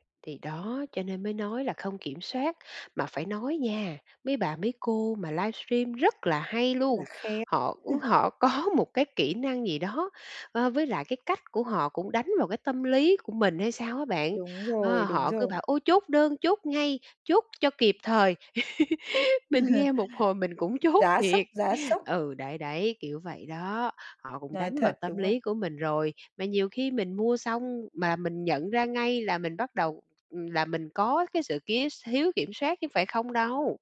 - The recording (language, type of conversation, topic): Vietnamese, advice, Làm sao để kiểm soát việc mua sắm bốc đồng hằng ngày?
- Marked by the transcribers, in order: laugh; tapping